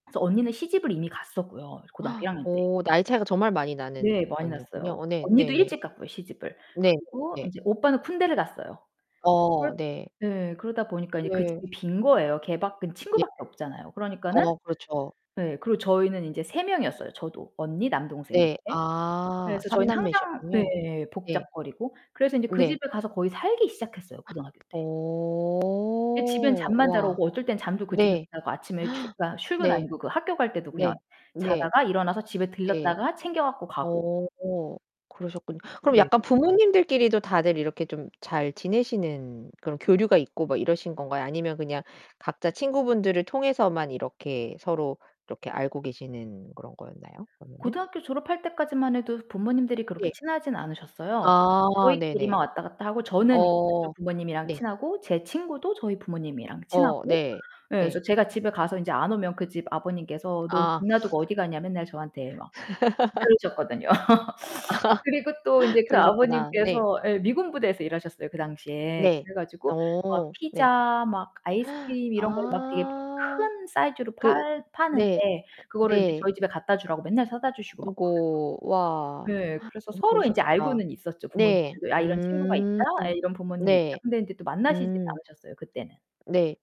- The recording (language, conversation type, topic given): Korean, podcast, 소중한 우정이 시작된 계기를 들려주실래요?
- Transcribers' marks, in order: gasp; distorted speech; gasp; static; drawn out: "오"; gasp; other background noise; laugh; laughing while speaking: "아하"; laugh; gasp; drawn out: "아"; gasp